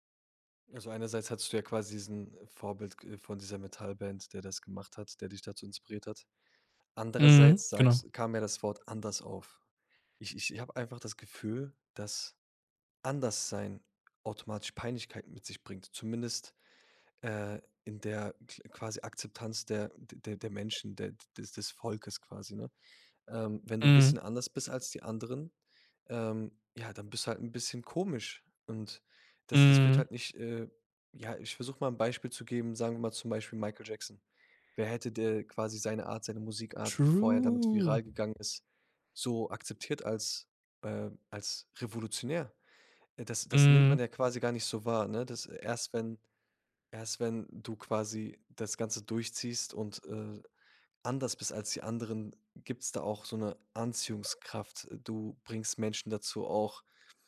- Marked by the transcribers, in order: stressed: "komisch"; put-on voice: "True"; drawn out: "True"; in English: "True"
- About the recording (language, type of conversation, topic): German, podcast, Hast du eine lustige oder peinliche Konzertanekdote aus deinem Leben?